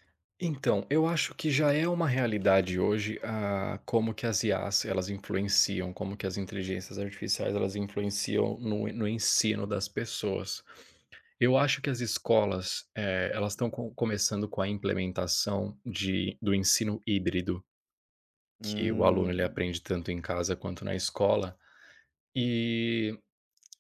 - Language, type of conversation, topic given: Portuguese, podcast, Como as escolas vão mudar com a tecnologia nos próximos anos?
- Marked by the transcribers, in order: none